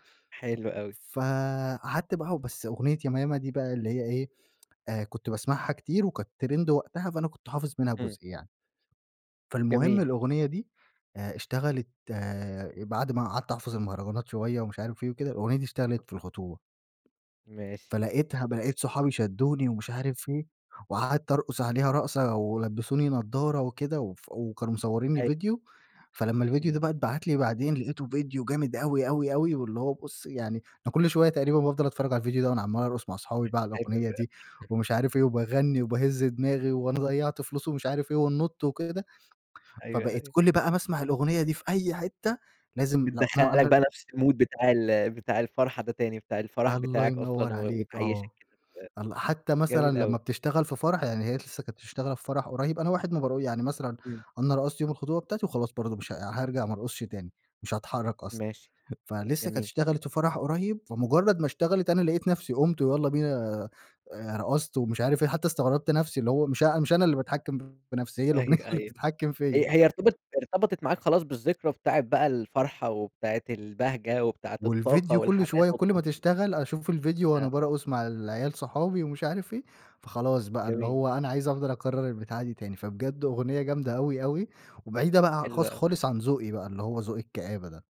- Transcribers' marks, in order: tapping; tsk; in English: "ترند"; other background noise; unintelligible speech; in English: "المود"; unintelligible speech; chuckle; laughing while speaking: "الأغنية"; unintelligible speech
- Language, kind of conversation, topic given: Arabic, podcast, إيه الأغنية اللي بتديك طاقة وثقة؟